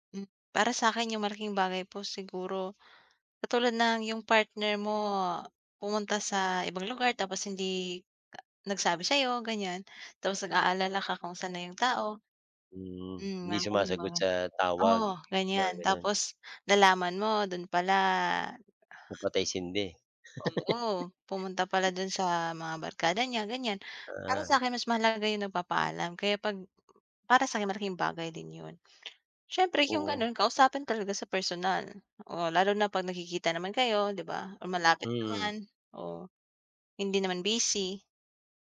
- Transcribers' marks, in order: other background noise; tapping; background speech; chuckle
- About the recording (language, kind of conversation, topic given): Filipino, unstructured, Ano ang papel ng komunikasyon sa pag-aayos ng sama ng loob?